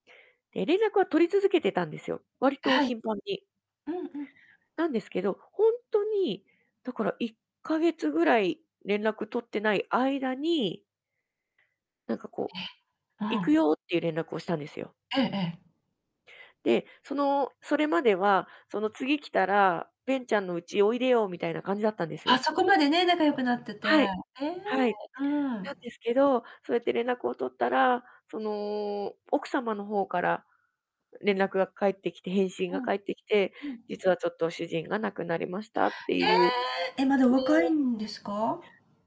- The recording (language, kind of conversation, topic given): Japanese, podcast, 帰国してからも連絡を取り続けている外国の友達はいますか？
- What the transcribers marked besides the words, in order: static; surprised: "ええ！"